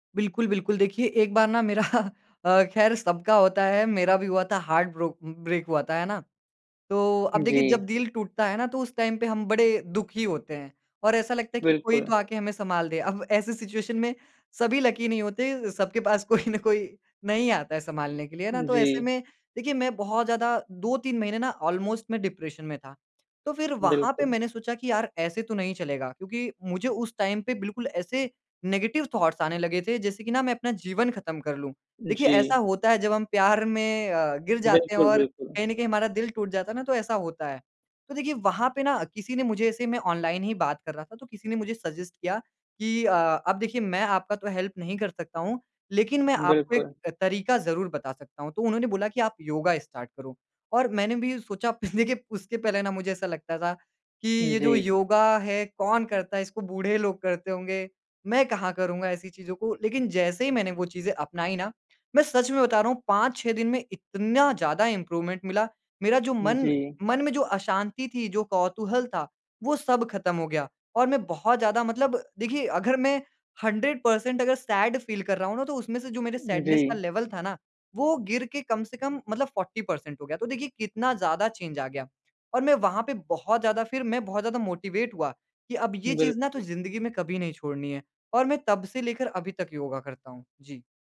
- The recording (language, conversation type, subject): Hindi, podcast, योग ने आपके रोज़मर्रा के जीवन पर क्या असर डाला है?
- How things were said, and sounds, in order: chuckle; in English: "हार्ट ब्रोक ब्रेक"; in English: "टाइम"; in English: "सिचुएशन"; in English: "लकी"; laughing while speaking: "कोई न कोई"; other background noise; in English: "ऑलमोस्ट"; in English: "डिप्रेशन"; in English: "टाइम"; in English: "नेगेटिव थॉट्स"; tapping; in English: "सजेस्ट"; in English: "हेल्प"; in English: "स्टार्ट"; laughing while speaking: "देखिए उसके"; in English: "इंप्रूवमेंट"; in English: "हंड्रेड पर्सेंट"; in English: "सैड फ़ील"; in English: "सैडनेस"; in English: "लेवल"; in English: "फ़ॉर्टी पर्सेंट"; in English: "चेंज"; in English: "मोटिवेट"